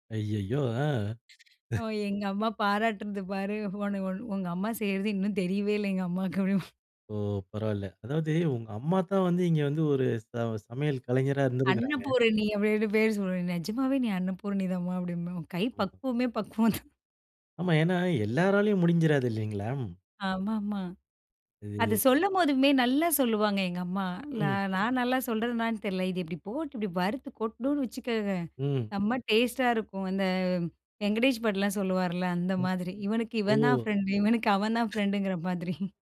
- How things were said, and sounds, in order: other background noise; chuckle; laughing while speaking: "எங்க அம்மாவுக்கு அப்பிடிம்பா"; laughing while speaking: "அன்னபூரணி அப்டீன்னு பேர் சொல்வேன், நிஜமாவே … பக்குவமே பக்குவம் தான்"; other noise; joyful: "அத சொல்லும் போதுமே நல்லா சொல்லுவாங்க … டேஸ்ட் டா இருக்கும்"; put-on voice: "டேஸ்ட்"; put-on voice: "வெங்கடேஷ் பட்"; put-on voice: "ஃபிரெண்ட்"; chuckle
- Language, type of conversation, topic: Tamil, podcast, அம்மாவின் குறிப்பிட்ட ஒரு சமையல் குறிப்பை பற்றி சொல்ல முடியுமா?